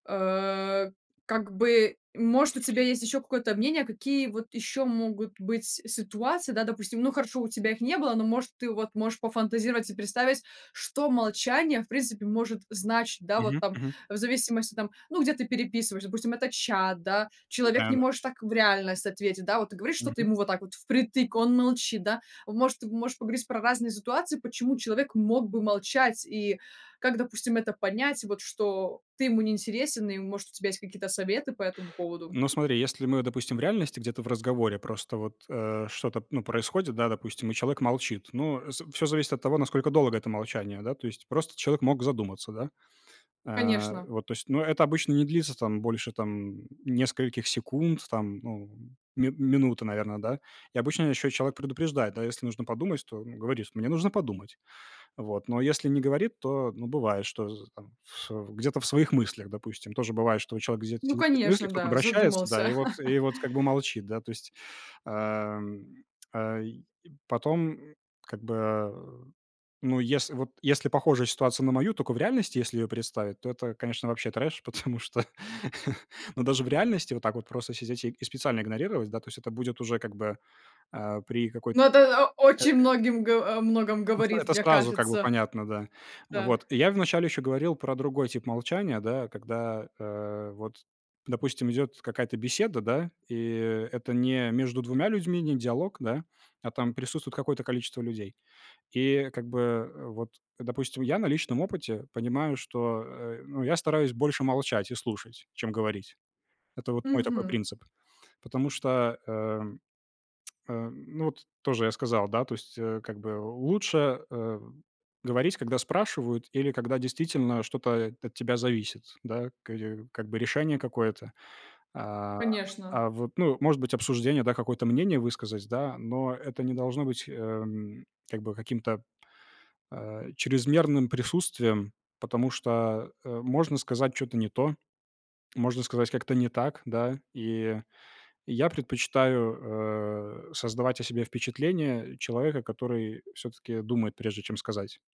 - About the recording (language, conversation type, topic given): Russian, podcast, Почему молчание в разговоре может быть мощным сигналом?
- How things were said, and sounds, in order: other background noise; laugh; laughing while speaking: "потому"; laugh; tapping; unintelligible speech